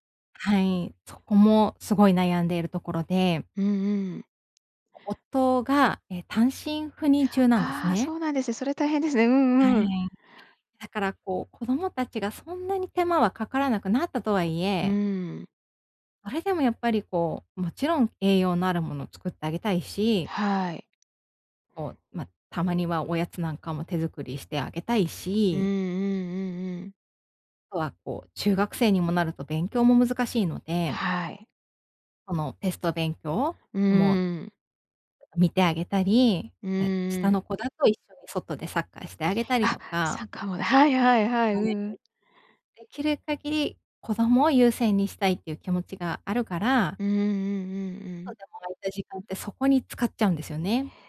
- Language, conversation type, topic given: Japanese, advice, 創作の時間を定期的に確保するにはどうすればいいですか？
- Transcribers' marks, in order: unintelligible speech